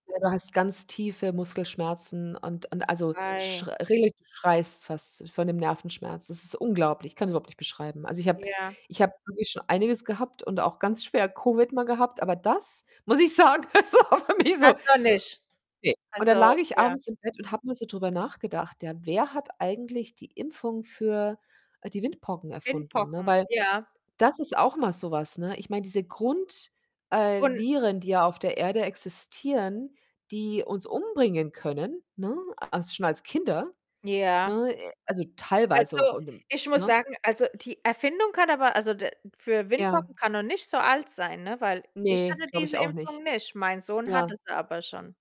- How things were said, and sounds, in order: distorted speech; stressed: "das"; laughing while speaking: "das war für mich so"; tapping; other background noise
- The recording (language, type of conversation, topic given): German, unstructured, Was ist für dich die wichtigste Erfindung der Menschheit?